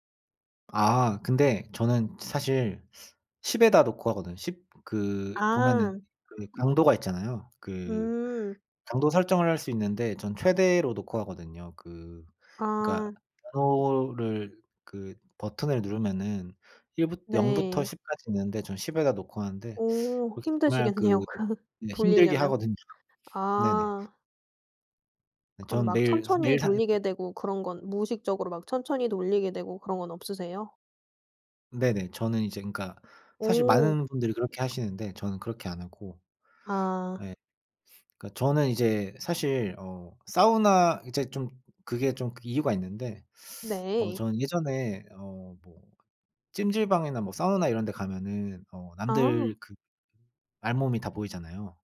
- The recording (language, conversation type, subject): Korean, podcast, 운동을 꾸준히 하게 만드는 팁
- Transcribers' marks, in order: laughing while speaking: "힘드시겠네요. 그"; other background noise